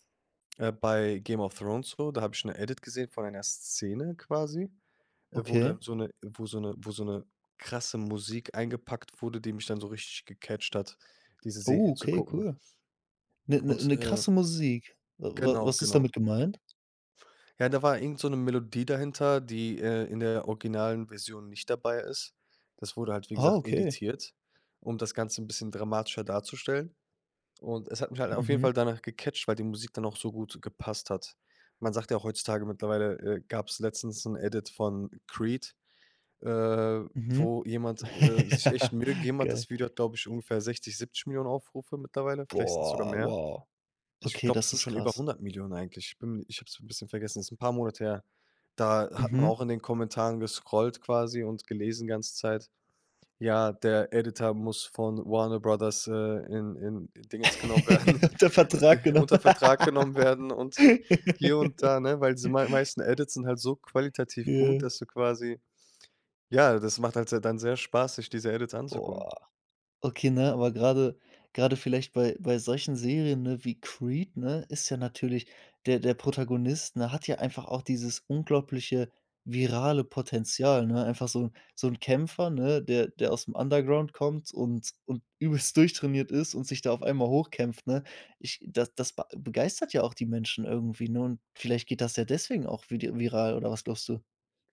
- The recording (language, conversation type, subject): German, podcast, Wie beeinflussen soziale Medien, welche Serien viral gehen?
- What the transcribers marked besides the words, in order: other background noise; swallow; laugh; laughing while speaking: "Ja"; laugh; laughing while speaking: "werden"; snort; chuckle; laugh; drawn out: "Boah"; in English: "Underground"